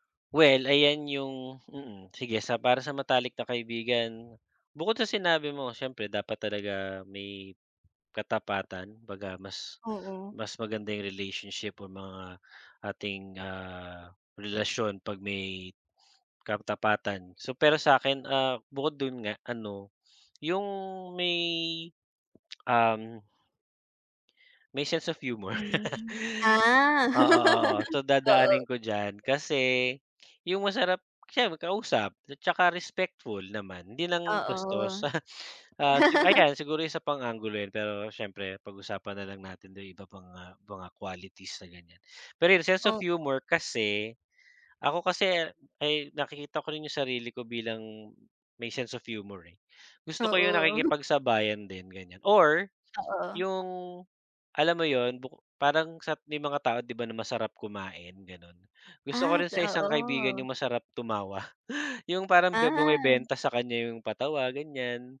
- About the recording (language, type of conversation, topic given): Filipino, unstructured, Ano ang pinakamahalaga sa iyo sa isang matalik na kaibigan?
- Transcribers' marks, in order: tapping; in English: "sense of humor"; laugh; laugh; in English: "sense of humor"; in English: "sense of humor"; chuckle; chuckle; other background noise